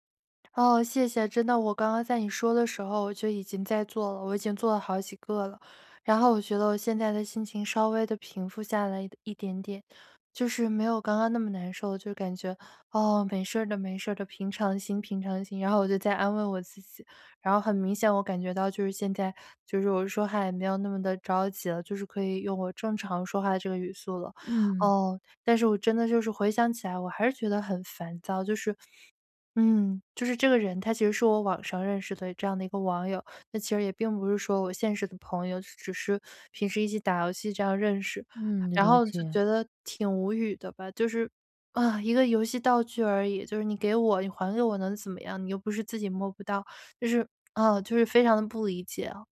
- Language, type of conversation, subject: Chinese, advice, 我情绪失控时，怎样才能立刻稳定下来？
- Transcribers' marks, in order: other background noise